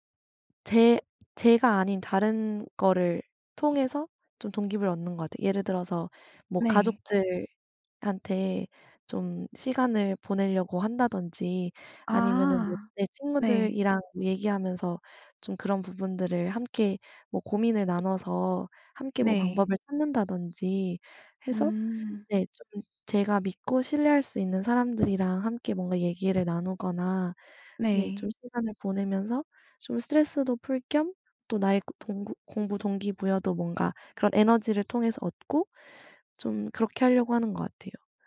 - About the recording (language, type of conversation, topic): Korean, podcast, 공부 동기는 보통 어떻게 유지하시나요?
- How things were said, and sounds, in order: tapping